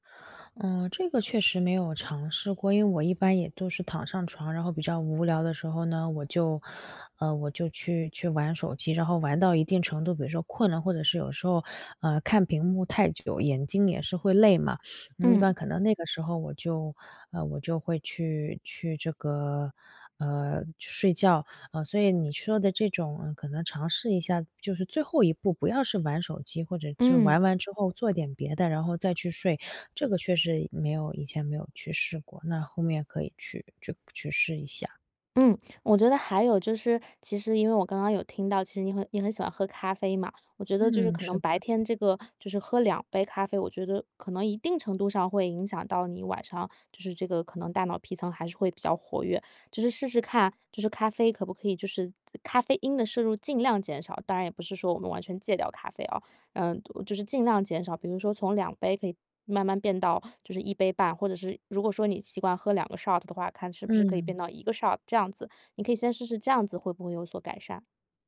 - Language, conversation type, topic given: Chinese, advice, 如何建立稳定睡眠作息
- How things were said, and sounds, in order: in English: "shot"; in English: "shot"